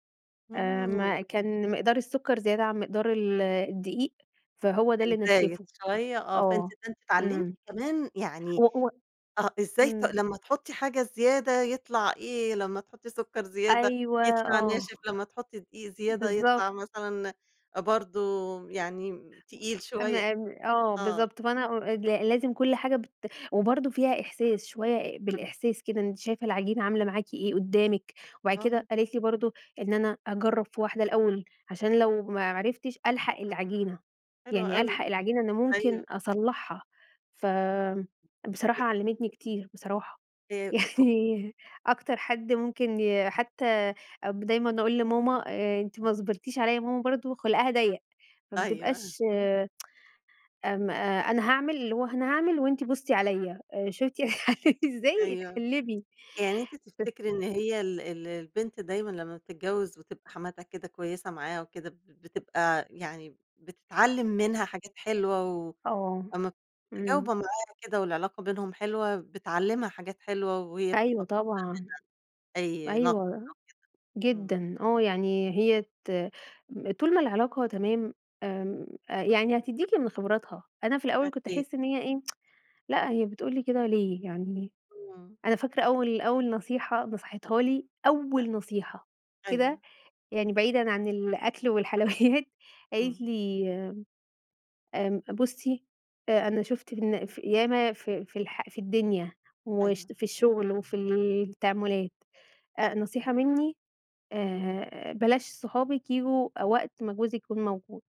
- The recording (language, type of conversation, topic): Arabic, podcast, إزاي بتعملوا حلويات العيد أو المناسبات عندكم؟
- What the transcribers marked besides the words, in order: unintelligible speech; tapping; laughing while speaking: "يعني"; tsk; laughing while speaking: "أنا باعمل ازاي؟"; unintelligible speech; unintelligible speech; tsk